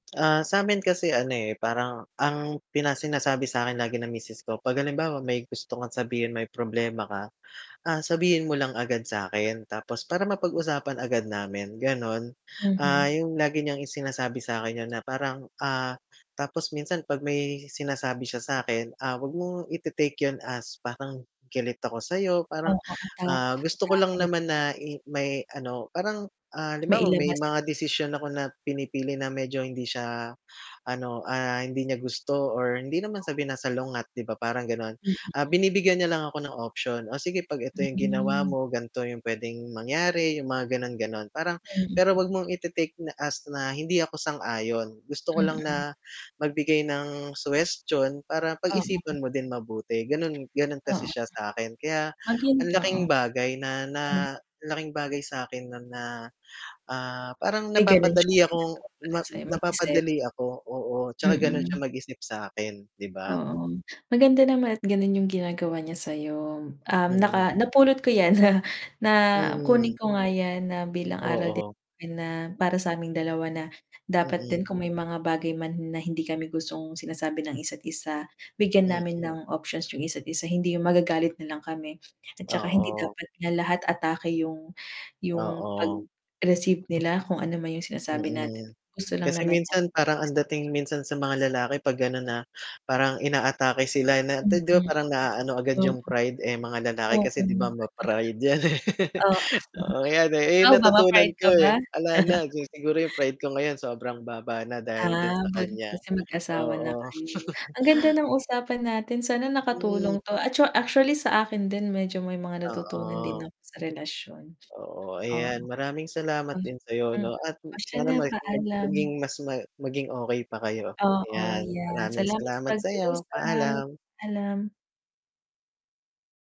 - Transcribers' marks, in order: other noise; static; distorted speech; tapping; chuckle; other background noise; laughing while speaking: "eh"; chuckle; chuckle; unintelligible speech
- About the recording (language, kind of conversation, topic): Filipino, unstructured, Paano ka tumutugon kapag pakiramdam mo ay hindi ka pinapakinggan ng kapareha mo?